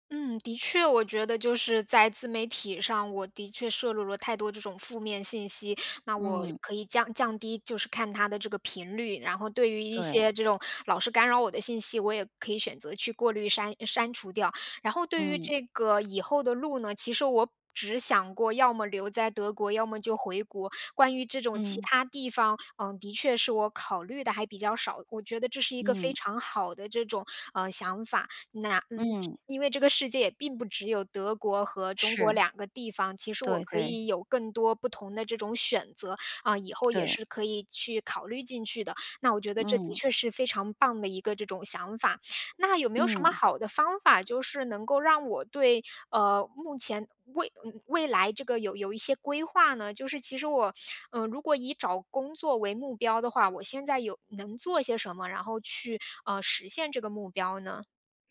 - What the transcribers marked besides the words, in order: other background noise
- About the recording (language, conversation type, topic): Chinese, advice, 我老是担心未来，怎么才能放下对未来的过度担忧？